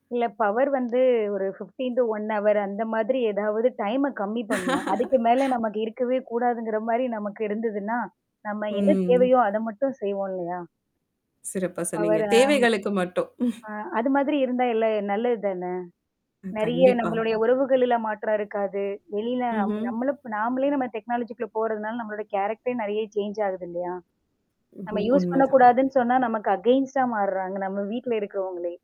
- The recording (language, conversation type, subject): Tamil, podcast, வீட்டில் தொழில்நுட்பப் பயன்பாடு குடும்ப உறவுகளை எப்படி மாற்றியிருக்கிறது என்று நீங்கள் நினைக்கிறீர்களா?
- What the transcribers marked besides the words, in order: in English: "பவர்"; static; in English: "ஃபிஃப்டீன் டூ ஒன் ஹவர்"; chuckle; chuckle; drawn out: "ம்"; tapping; in English: "பவர"; chuckle; in English: "டெக்னாலஜிக்குள்ள"; in English: "கேரக்டரே"; in English: "சேஞ்ச்"; mechanical hum; in English: "யூஸ்"; other background noise; distorted speech; in English: "அகெயன்ஸ்டா"